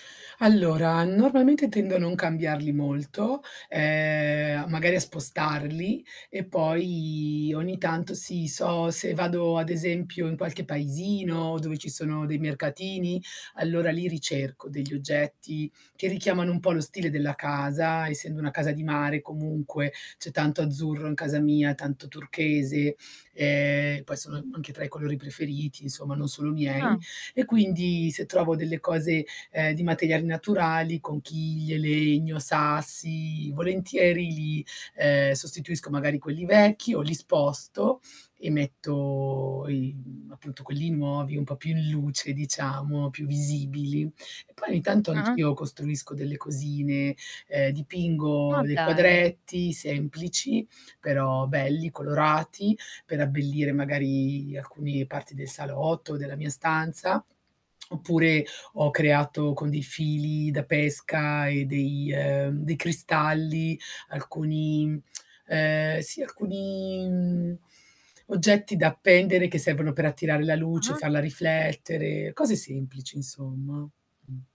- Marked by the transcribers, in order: static; drawn out: "ehm"; drawn out: "poi"; stressed: "paesino"; drawn out: "metto"; distorted speech; drawn out: "magari"; lip smack; drawn out: "mhmm"
- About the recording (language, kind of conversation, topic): Italian, podcast, Quale piccolo dettaglio rende speciale la tua casa?